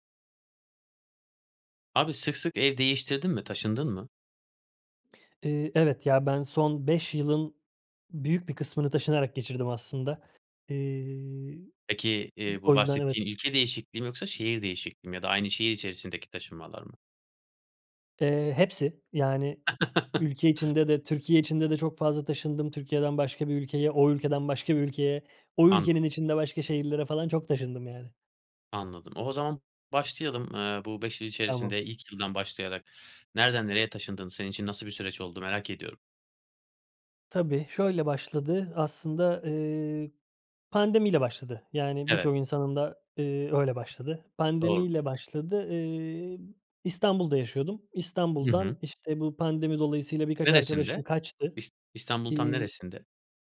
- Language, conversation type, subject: Turkish, podcast, Taşınmamın ya da memleket değiştirmemin seni nasıl etkilediğini anlatır mısın?
- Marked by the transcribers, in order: chuckle